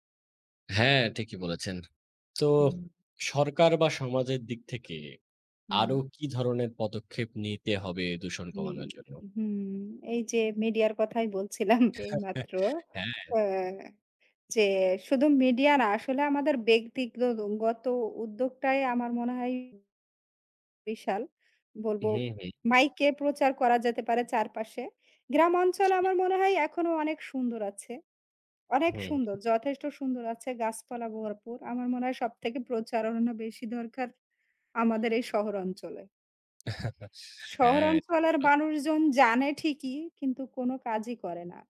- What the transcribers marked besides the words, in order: other background noise; chuckle; "ব্যক্তিগত" said as "বেক্তিকদত"; chuckle
- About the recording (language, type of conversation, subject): Bengali, unstructured, আপনি কেন মনে করেন পরিবেশ দূষণ বাড়ছে?